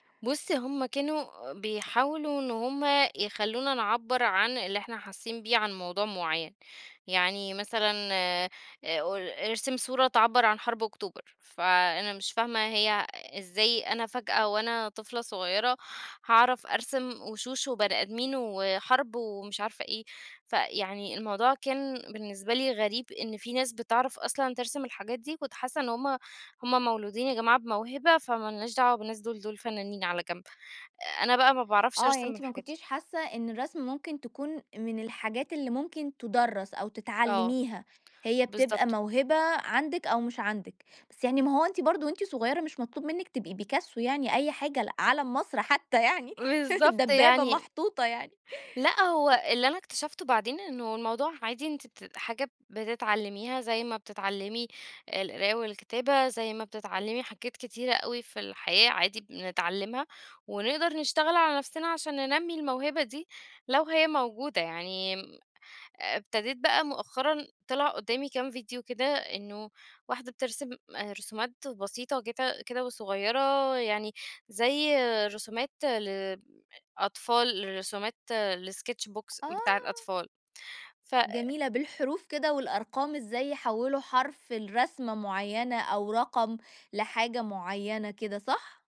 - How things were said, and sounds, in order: tapping; laughing while speaking: "بالضبط"; laughing while speaking: "حتّى يعني، دبّابة محطوطة يعني"; in English: "الsketch box"
- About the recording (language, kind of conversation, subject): Arabic, podcast, إيه النشاط اللي بترجع له لما تحب تهدأ وتفصل عن الدنيا؟